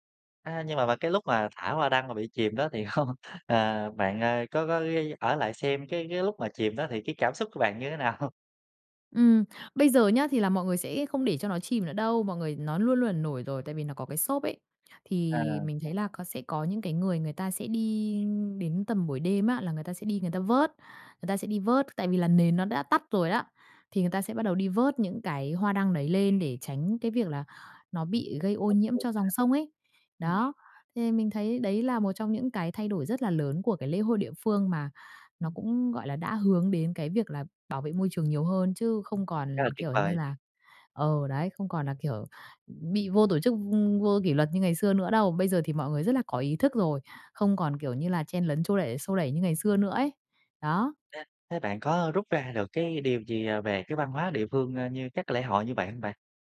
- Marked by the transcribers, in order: laughing while speaking: "hông"; laughing while speaking: "nào?"; unintelligible speech; tapping; other background noise; "xô" said as "chô"
- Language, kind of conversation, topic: Vietnamese, podcast, Bạn có thể kể về một lần bạn thử tham gia lễ hội địa phương không?